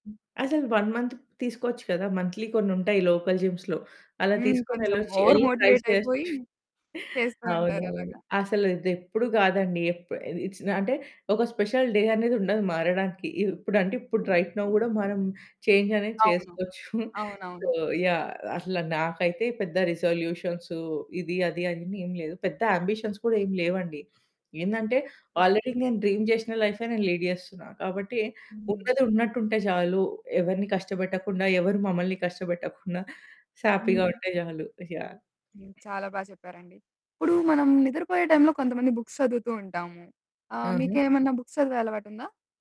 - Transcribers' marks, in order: in English: "వన్ మంత్‌కి"; in English: "మంథ్‌లీ"; in English: "లోకల్ జిమ్స్‌లో"; in English: "ఓవర్"; in English: "ట్రై"; chuckle; in English: "ఇట్స్"; in English: "స్పెషల్ డే"; in English: "రైట్ నౌ"; chuckle; in English: "సో"; in English: "యాంబిషన్స్"; in English: "ఆల్రెడీ"; in English: "డ్రీమ్"; in English: "లీడ్"; other background noise; static; in English: "బుక్స్"; in English: "బుక్స్"
- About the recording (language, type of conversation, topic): Telugu, podcast, పని చేయడానికి, విశ్రాంతి తీసుకోవడానికి మీ గదిలోని ప్రదేశాన్ని ఎలా విడదీసుకుంటారు?